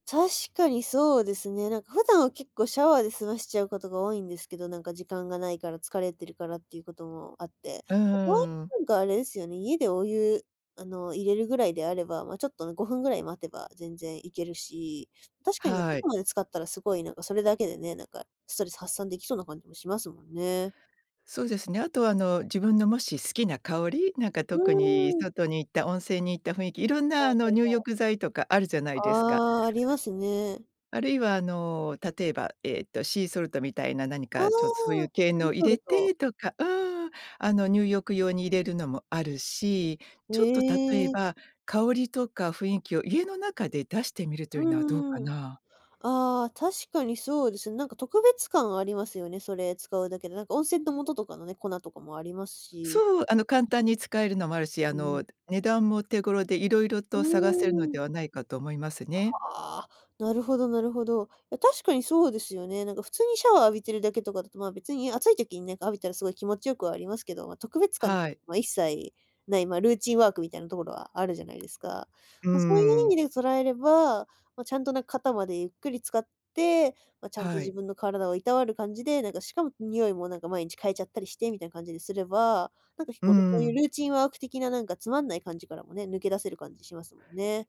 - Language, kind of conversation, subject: Japanese, advice, セルフケアの時間が確保できずストレスが溜まる
- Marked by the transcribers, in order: unintelligible speech; in English: "シーソルト"; in English: "シーソルト"; tapping; other background noise